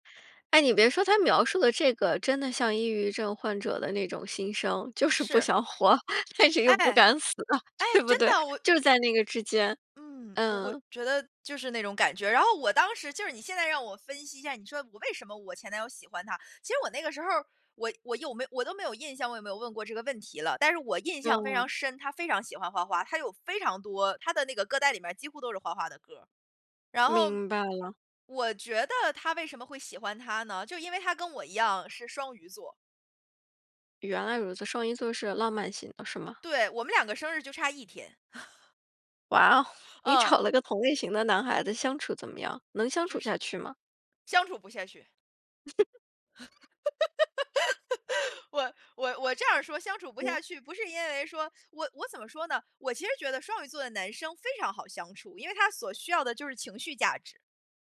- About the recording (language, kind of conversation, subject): Chinese, podcast, 有什么歌会让你想起第一次恋爱？
- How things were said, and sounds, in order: laughing while speaking: "就是不想活，但是又不敢死，对不对？"; laugh; laughing while speaking: "你找了个"; laugh